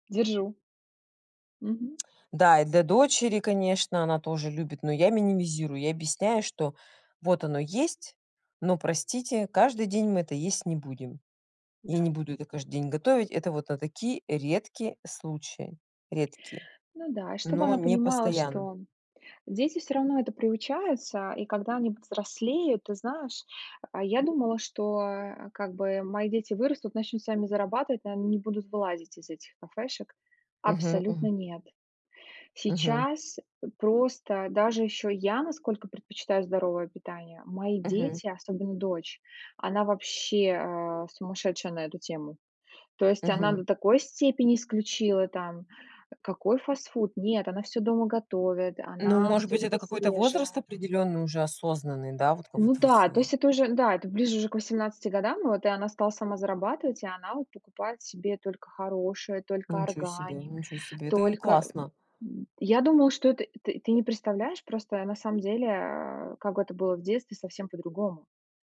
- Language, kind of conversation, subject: Russian, unstructured, Почему многие боятся есть фастфуд?
- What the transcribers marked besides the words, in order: tapping; other background noise